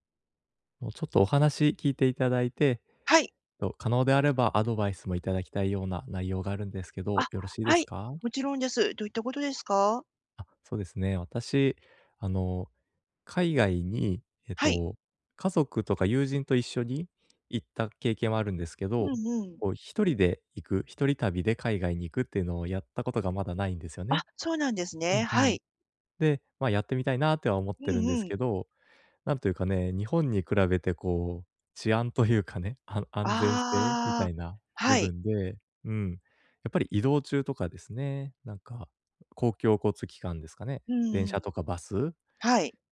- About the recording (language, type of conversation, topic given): Japanese, advice, 安全に移動するにはどんなことに気をつければいいですか？
- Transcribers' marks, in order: laughing while speaking: "というかね"